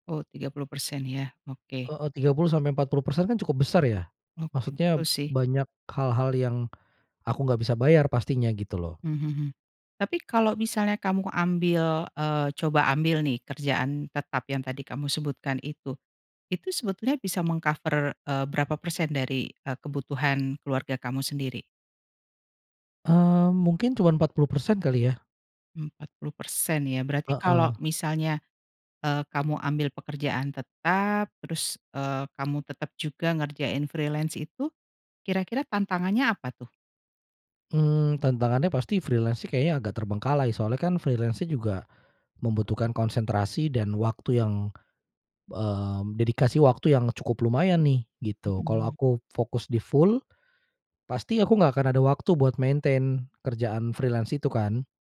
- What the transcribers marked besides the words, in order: in English: "meng-cover"; in English: "freelance"; in English: "freelance"; in English: "freelance-nya"; in English: "freelance"
- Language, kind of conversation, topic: Indonesian, advice, Bagaimana cara menghadapi ketidakpastian keuangan setelah pengeluaran mendadak atau penghasilan menurun?
- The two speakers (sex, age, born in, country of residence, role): female, 45-49, Indonesia, Indonesia, advisor; male, 35-39, Indonesia, Indonesia, user